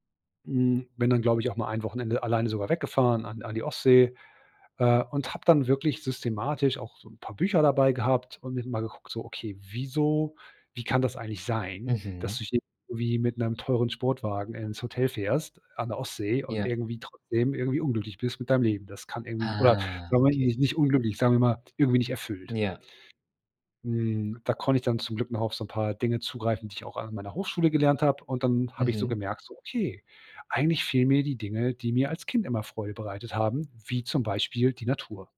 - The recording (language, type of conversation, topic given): German, podcast, Wie wichtig ist dir Zeit in der Natur?
- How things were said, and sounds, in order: unintelligible speech